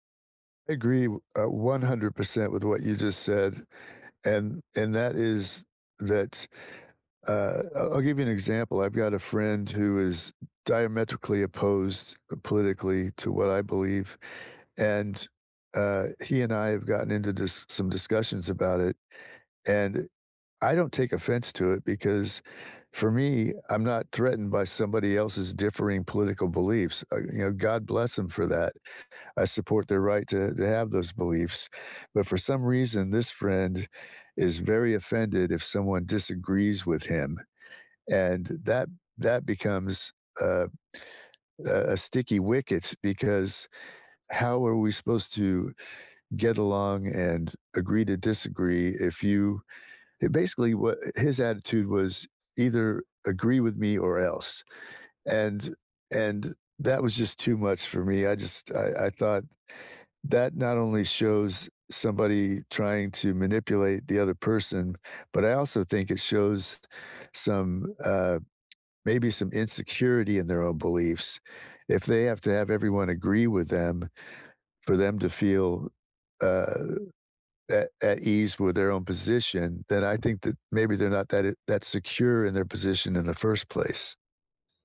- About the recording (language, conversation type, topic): English, unstructured, How do you feel about telling the truth when it hurts someone?
- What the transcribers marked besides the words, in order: other background noise